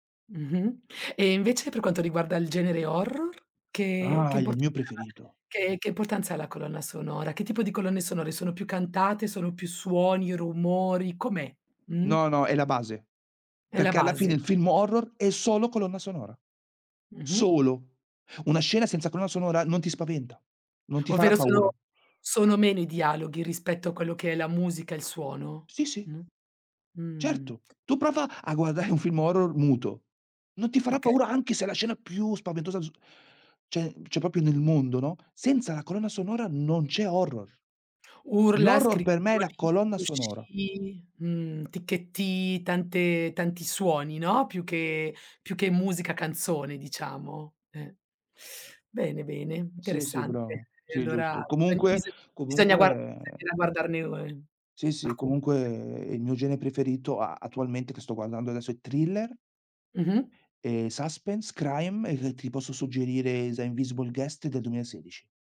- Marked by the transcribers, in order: drawn out: "Mh"; tapping; laughing while speaking: "guardare"; "cioè-" said as "ceh"; "cioè" said as "ceh"; teeth sucking; other background noise
- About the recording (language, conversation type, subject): Italian, podcast, Che importanza hanno, secondo te, le colonne sonore nei film?